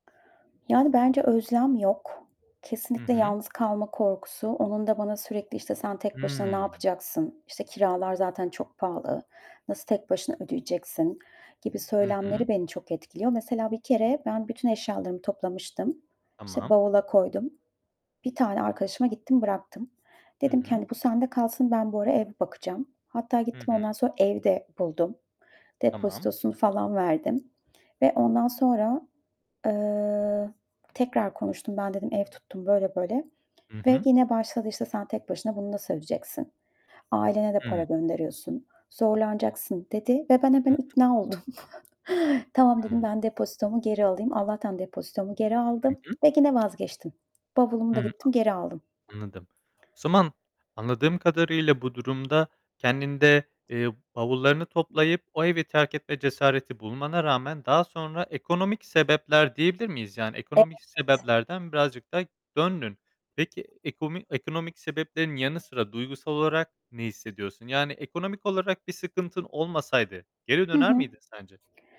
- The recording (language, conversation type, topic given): Turkish, advice, Toksik ilişkilere geri dönme eğiliminizin nedenleri neler olabilir?
- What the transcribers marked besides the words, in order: other background noise; tapping; laughing while speaking: "oldum"; chuckle; unintelligible speech